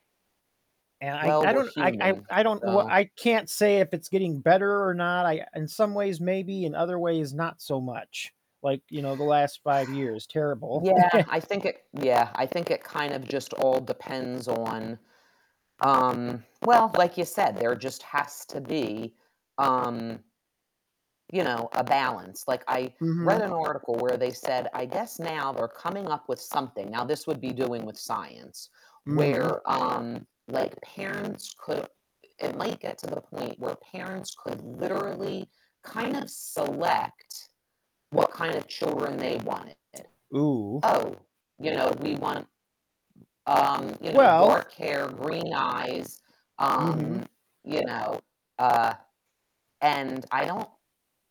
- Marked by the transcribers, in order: distorted speech; chuckle
- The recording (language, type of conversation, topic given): English, unstructured, How do you think society can balance the need for order with the desire for creativity and innovation?
- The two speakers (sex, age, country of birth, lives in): female, 55-59, United States, United States; male, 35-39, United States, United States